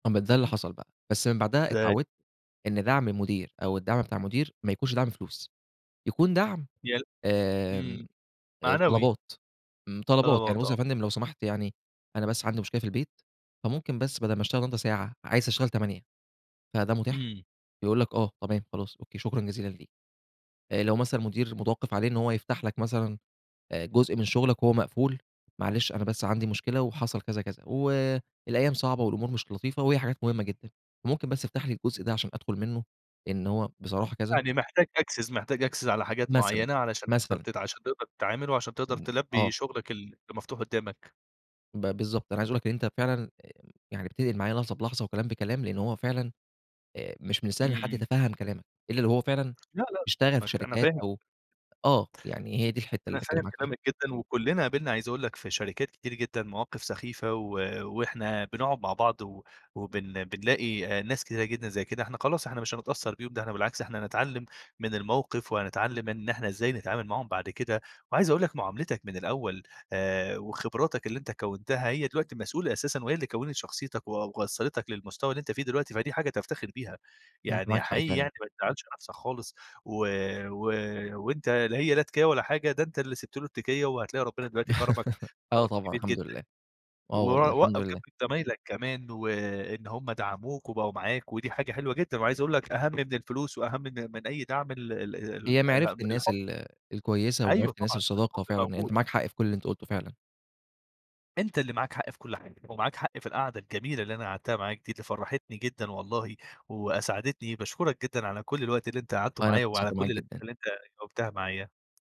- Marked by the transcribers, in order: unintelligible speech; in English: "access"; in English: "access"; unintelligible speech; giggle; other background noise; tapping
- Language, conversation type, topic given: Arabic, podcast, إزاي بتطلب الدعم من الناس وقت ما بتكون محتاج؟